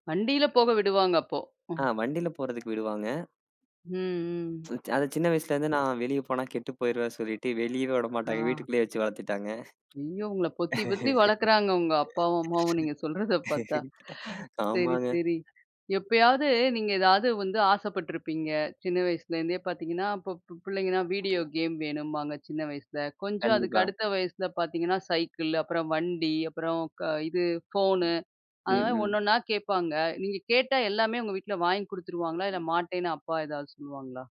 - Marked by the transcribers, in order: laughing while speaking: "சொல்றத பாத்தா! சரி, சரி"; laugh; background speech; tapping; other noise
- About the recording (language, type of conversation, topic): Tamil, podcast, அழுத்தம் அதிகமாக இருக்கும் நாட்களில் மனதை அமைதிப்படுத்தி ஓய்வு எடுக்க உதவும் எளிய முறைகள் என்ன?